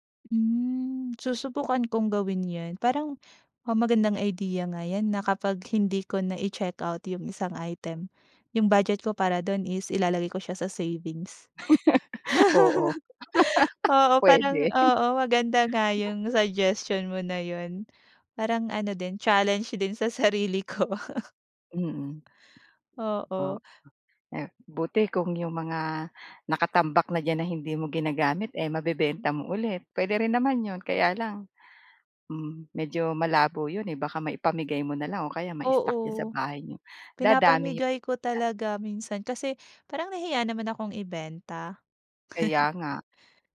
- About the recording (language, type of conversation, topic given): Filipino, advice, Paano ko mababalanse ang kasiyahan ngayon at seguridad sa pera para sa kinabukasan?
- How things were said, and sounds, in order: chuckle; laugh; chuckle; chuckle; chuckle